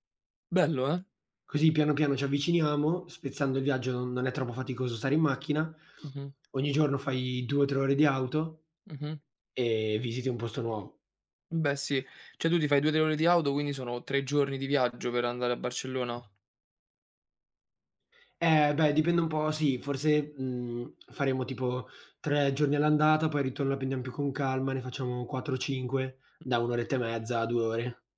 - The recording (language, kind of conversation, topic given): Italian, unstructured, Qual è il ricordo più divertente che hai di un viaggio?
- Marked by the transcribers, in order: "cioè" said as "ceh"; other background noise